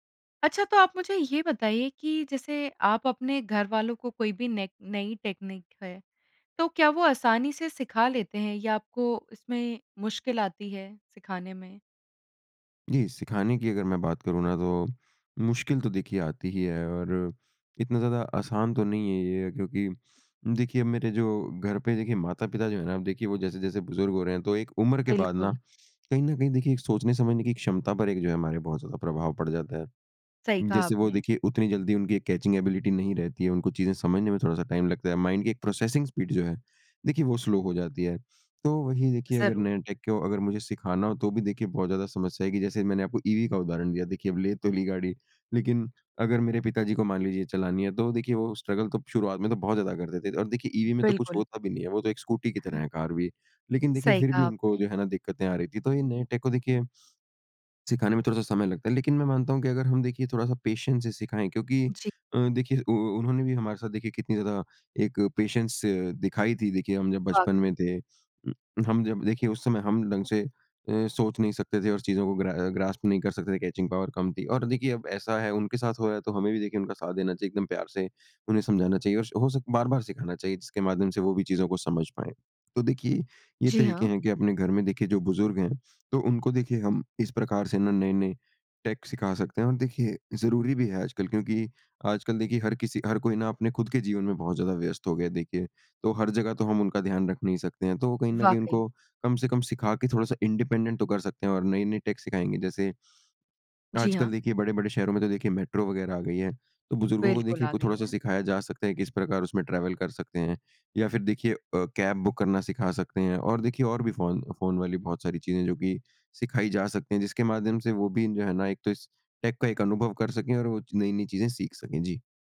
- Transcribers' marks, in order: in English: "टेकनीक"; in English: "कैचिंग एबिलिटी"; in English: "टाइम"; in English: "माइंड"; in English: "प्रोसेसिंग स्पीड"; in English: "स्लो"; in English: "टेक"; in English: "ईवी"; in English: "स्ट्रगल"; in English: "ईवी"; in English: "स्कूटी"; in English: "टेक"; in English: "पेशेंस"; in English: "पेशेंस"; in English: "ग्रास्प"; in English: "कैचिंग पावर"; in English: "टेक"; in English: "इंडिपेंडेंट"; in English: "टेक"; in English: "ट्रैवल"; in English: "कैब बुक"; in English: "टेक"
- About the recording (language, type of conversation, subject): Hindi, podcast, नयी तकनीक अपनाने में आपके अनुसार सबसे बड़ी बाधा क्या है?